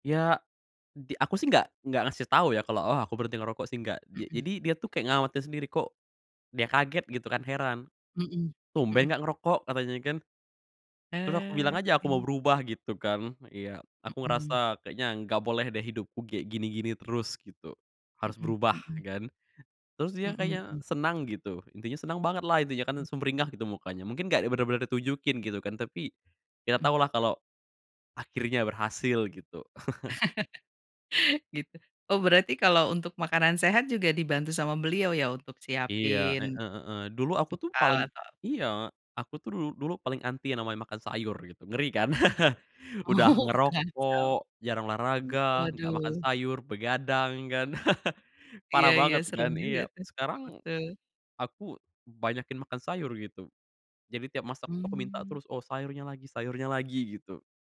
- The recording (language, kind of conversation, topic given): Indonesian, podcast, Bisakah kamu menceritakan pengalamanmu saat mulai membangun kebiasaan sehat yang baru?
- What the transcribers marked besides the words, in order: drawn out: "Oke"; chuckle; laughing while speaking: "Oh"; chuckle; chuckle